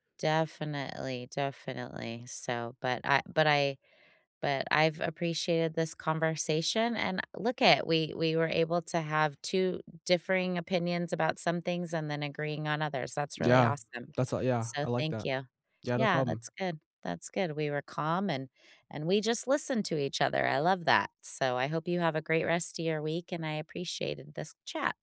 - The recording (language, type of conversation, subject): English, unstructured, What is your opinion on eating certain animals as food?
- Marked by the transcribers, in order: none